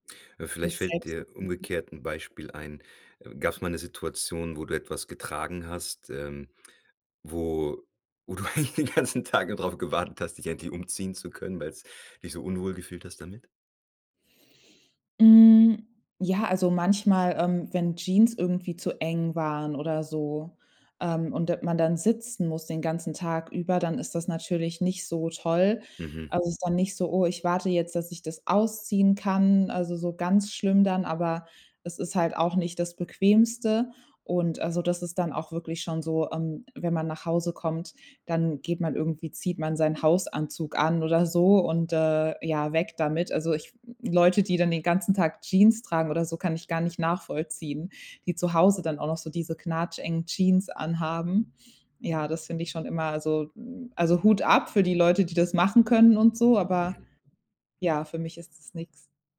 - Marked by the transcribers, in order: laughing while speaking: "eigentlich den ganzen"; other street noise; other background noise
- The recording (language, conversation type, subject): German, podcast, Gibt es ein Kleidungsstück, das dich sofort selbstsicher macht?